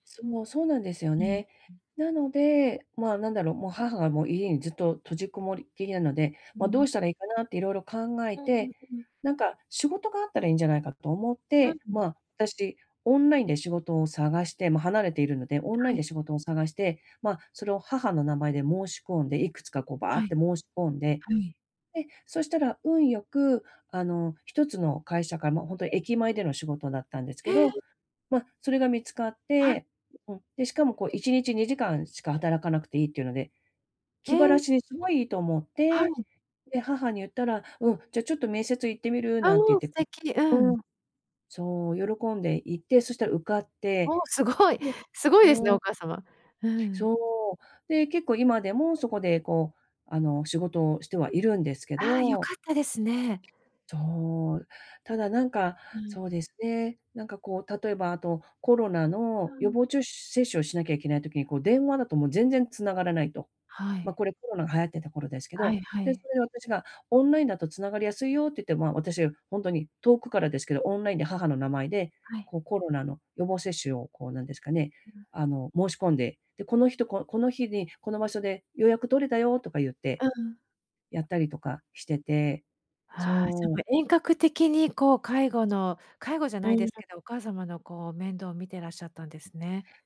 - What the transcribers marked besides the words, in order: other noise; other background noise
- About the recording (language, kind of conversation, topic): Japanese, advice, 親の介護の負担を家族で公平かつ現実的に分担するにはどうすればよいですか？